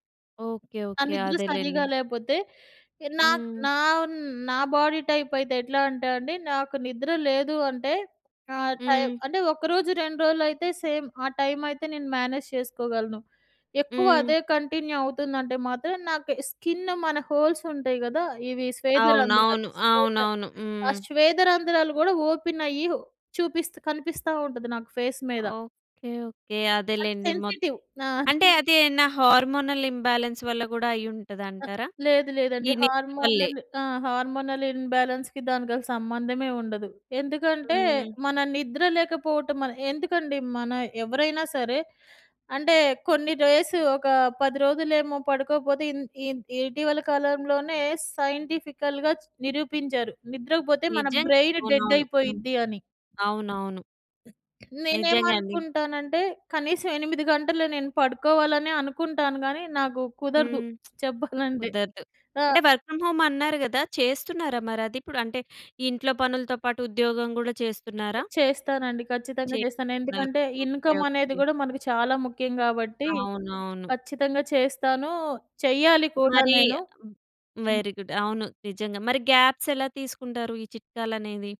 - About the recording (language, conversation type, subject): Telugu, podcast, పనిలో ఒకే పని చేస్తున్నప్పుడు ఉత్సాహంగా ఉండేందుకు మీకు ఉపయోగపడే చిట్కాలు ఏమిటి?
- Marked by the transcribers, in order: in English: "బాడీ టైప్"; in English: "టైమ్"; in English: "సేమ్"; in English: "టైమ్"; in English: "మేనేజ్"; in English: "కంటిన్యూ"; in English: "స్కిన్"; in English: "హోల్స్"; in English: "ఓపెన్"; in English: "ఫేస్"; in English: "సెన్సిటివ్"; in English: "స్కిన్"; in English: "హార్మోనల్ ఇంబ్యాలన్స్"; in English: "హార్మోనల్"; in English: "హార్మోనల్ ఇన్‌బాలెన్స్‌కి"; in English: "డేస్"; in English: "సైంటిఫికల్‌గా"; in English: "బ్రైన్ డెడ్"; other background noise; lip smack; in English: "వర్క్ ఫ్రమ్ హోమ్"; tapping; in English: "ఇన్‌కమ్"; in English: "వెరీ గుడ్"; in English: "గ్యాప్స్"